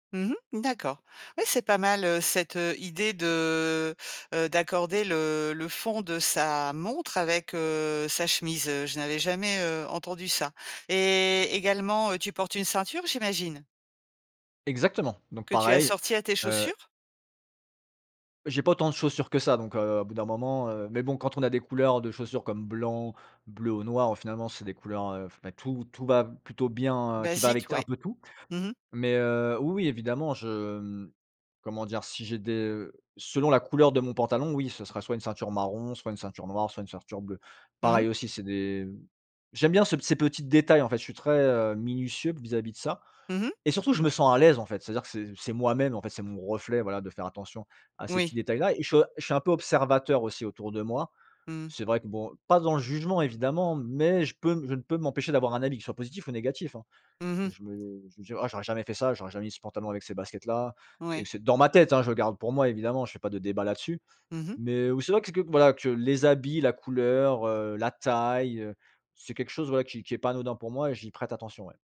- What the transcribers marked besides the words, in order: drawn out: "de"
- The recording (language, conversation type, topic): French, podcast, Comment trouves-tu l’inspiration pour t’habiller chaque matin ?